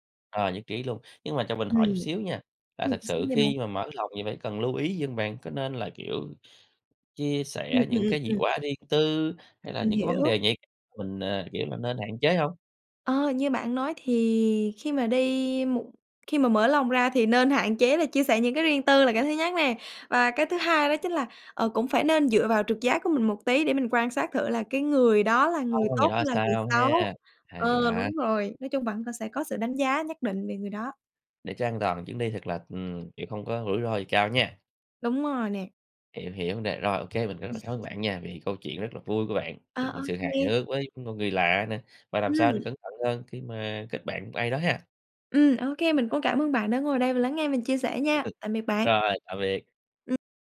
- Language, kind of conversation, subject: Vietnamese, podcast, Bạn có kỷ niệm hài hước nào với người lạ trong một chuyến đi không?
- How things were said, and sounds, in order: tapping; laugh; other noise